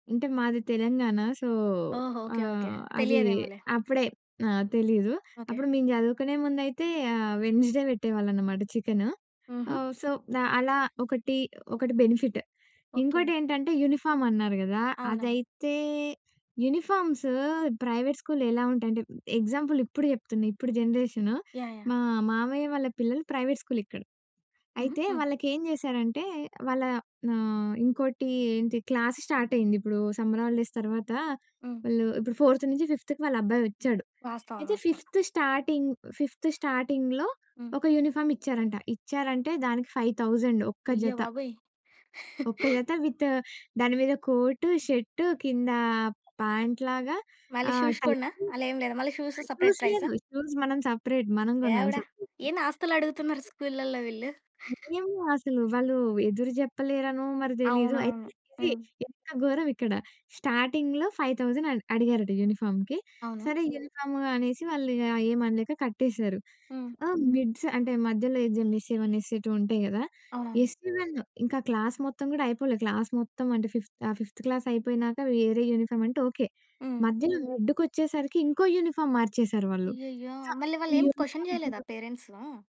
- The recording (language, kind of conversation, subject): Telugu, podcast, ప్రైవేట్ పాఠశాలలు, ప్రభుత్వ పాఠశాలల మధ్య తేడా మీకు ఎలా కనిపిస్తుంది?
- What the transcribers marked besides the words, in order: in English: "సో"; other background noise; in English: "వెడ్న‌స్డే"; in English: "సో"; in English: "బెనిఫిట్"; in English: "యూనిఫార్మ్"; in English: "యూనిఫార్మ్స్ ప్రైవేట్ స్కూల్"; in English: "ఎగ్జాంపుల్"; in English: "జనరేషన్"; in English: "ప్రైవేట్ స్కూల్"; in English: "క్లాస్ స్టార్ట్"; in English: "సమ్మర్ హాలిడేస్"; in English: "ఫోర్త్"; in English: "ఫిఫ్త్‌కి"; in English: "ఫిఫ్త్ స్టార్టింగ్, ఫిఫ్త్ స్టార్టింగ్‌లో"; in English: "యూనిఫార్మ్"; in English: "ఫైవ్ థౌసండ్"; chuckle; in English: "విత్"; in English: "ప్యాంట్"; in English: "షూస్"; in English: "షూస్"; in English: "షూస్ సెపరేట్"; in English: "షూస్"; in English: "సెపరేట్"; in English: "సెపరేట్‌గా"; other noise; in English: "స్టార్టింగ్‌లో ఫైవ్ థౌసండ్"; in English: "యూనిఫార్మ్‌కి"; in English: "మిడ్స్"; in English: "ఎస్ఎ-1, ఎస్ఎ-2"; in English: "ఎస్ఎ-1"; in English: "క్లాస్"; in English: "క్లాస్"; in English: "ఫిఫ్త్"; in English: "ఫిఫ్త్ క్లాస్"; in English: "యూనిఫార్మ్"; in English: "యూనిఫార్మ్"; in English: "సో"; in English: "యూనీఫార్మ్"; tapping; in English: "క్వశ్చన్"